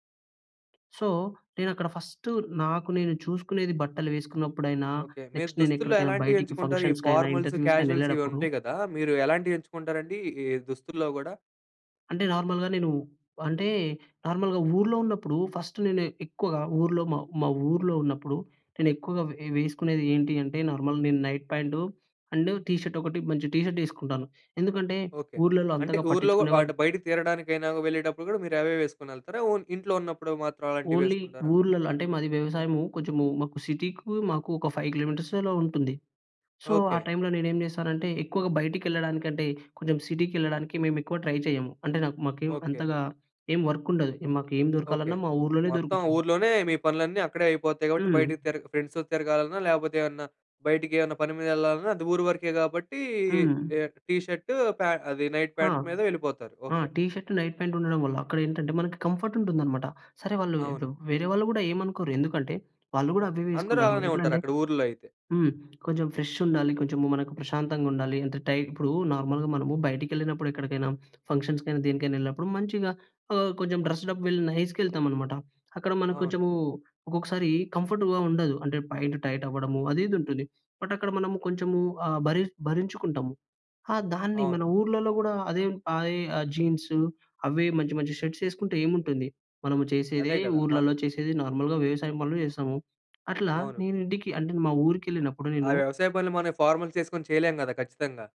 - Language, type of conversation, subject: Telugu, podcast, మీ దుస్తులు మీ గురించి ఏమి చెబుతాయనుకుంటారు?
- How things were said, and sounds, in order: in English: "సో"; in English: "నెక్స్ట్"; in English: "ఫార్మల్స్, క్యాజువల్స్"; in English: "నార్మల్‍గా"; in English: "నార్మల్‍గా"; in English: "ఫస్ట్"; in English: "నార్మల్"; in English: "నైట్ ప్యాంట్ అండ్ టీషర్ట్"; in English: "టీషర్ట్"; in English: "ఓన్లీ"; in English: "సిటీకి"; in English: "ఫైవ్ కిలోమీటర్స్"; in English: "సో"; in English: "సిటీకి"; in English: "ట్రై"; in English: "వర్క్"; in English: "ఫ్రెండ్స్‌తో"; in English: "నైట్ ప్యాంట్"; in English: "టిషర్ట్ నైట్ ప్యాంట్"; in English: "కంఫర్ట్"; in English: "నార్మల్‍గా"; in English: "డ్రెస్డ్అప్ వెల్ నైస్‌గా"; in English: "కంఫర్ట్‌గా"; in English: "టైట్"; in English: "బట్"; in English: "షర్ట్స్"; in English: "నార్మల్‍గా"; in English: "ఫార్మల్స్"